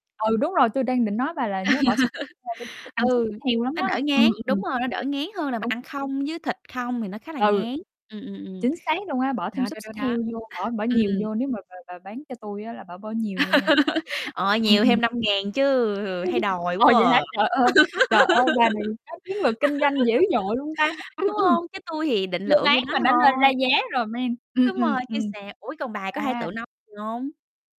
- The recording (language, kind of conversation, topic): Vietnamese, unstructured, Bạn cảm thấy thế nào khi tự tay làm món ăn yêu thích của mình?
- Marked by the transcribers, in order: tapping; laugh; unintelligible speech; other background noise; static; laugh; distorted speech; laugh; unintelligible speech; laugh; giggle; in English: "man"